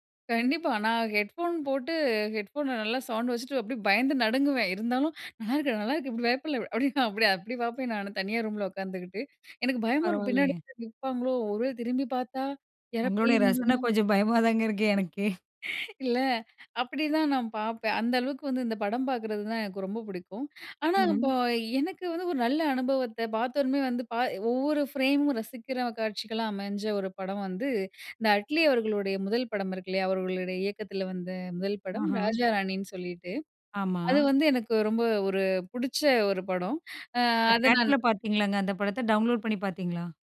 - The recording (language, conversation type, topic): Tamil, podcast, உங்களுக்கு பிடித்த ஒரு திரைப்படப் பார்வை அனுபவத்தைப் பகிர முடியுமா?
- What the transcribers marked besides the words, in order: in English: "ஹெட்ஃபோன்"; in English: "ஹெட்ஃபோன்ல"; laughing while speaking: "இப்டி பயப்டல அப்டி அப்டி அப்டி பாப்பேன் நானு தனியா ரூம்ல உட்காந்துகிட்டு"; laughing while speaking: "பயமாதாங்க இருக்கு எனக்கே"; other noise; chuckle; in English: "ஃப்ரேம்"; in English: "டவுன்லோட்"